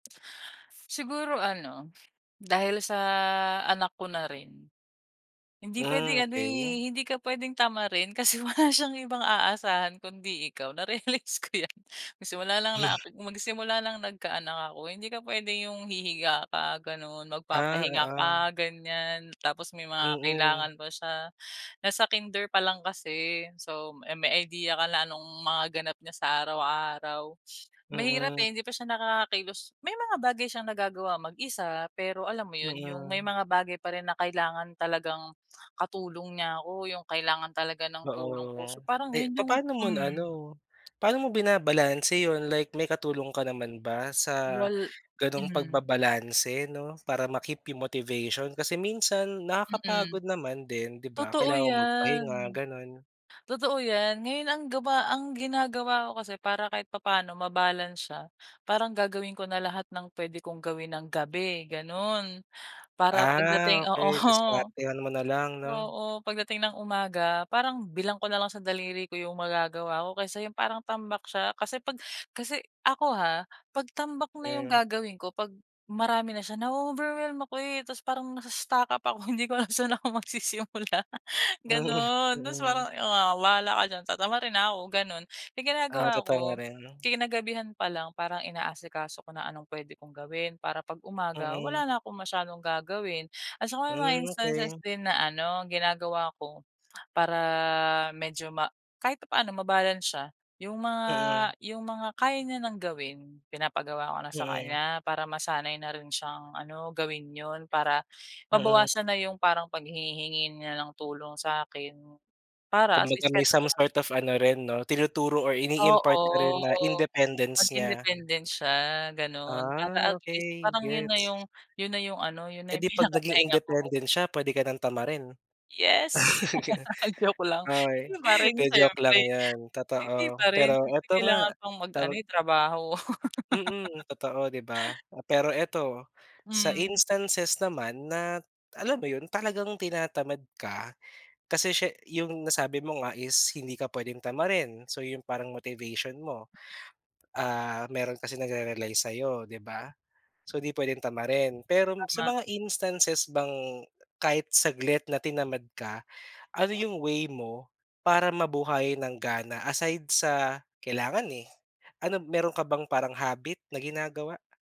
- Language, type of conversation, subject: Filipino, podcast, Paano mo pinananatili ang motibasyon araw-araw kahit minsan tinatamad ka?
- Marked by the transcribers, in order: laughing while speaking: "wala siyang"; laughing while speaking: "narealize ko yan"; tapping; scoff; sniff; lip smack; laughing while speaking: "oo"; laughing while speaking: "hindi ko alam kung saan ako magsisimula"; chuckle; laughing while speaking: "pinakapahinga"; chuckle; laughing while speaking: "joke lang. Hindi pa rin siyempre hindi pa rin siyempre kailangan"; snort; laugh